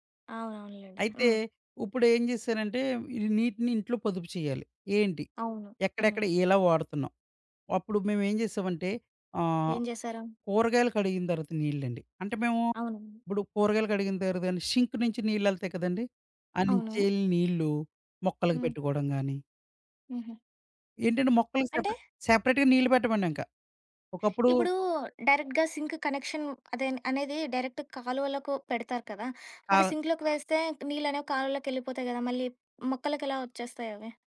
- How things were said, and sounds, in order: other background noise; in English: "షింక్"; in English: "సెపరే సెపరేట్‌గా"; in English: "డైరెక్ట్‌గా సింక్ కనెక్షన్"; in English: "డైరెక్ట్"; in English: "సింక్‌లోకి"
- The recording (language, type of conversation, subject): Telugu, podcast, ఇంట్లో నీటిని ఆదా చేయడానికి మనం చేయగల పనులు ఏమేమి?